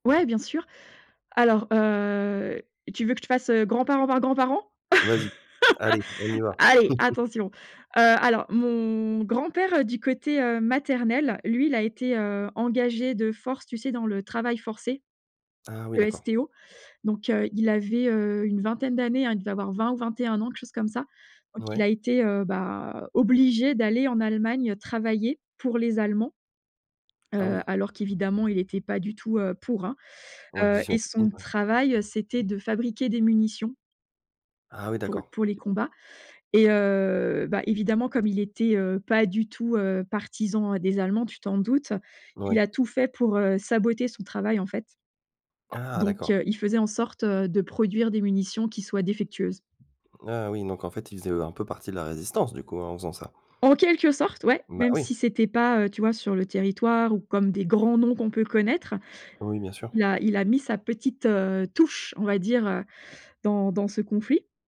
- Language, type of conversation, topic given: French, podcast, Comment les histoires de guerre ou d’exil ont-elles marqué ta famille ?
- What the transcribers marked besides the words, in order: laugh; chuckle; other background noise; tapping; unintelligible speech; stressed: "résistance"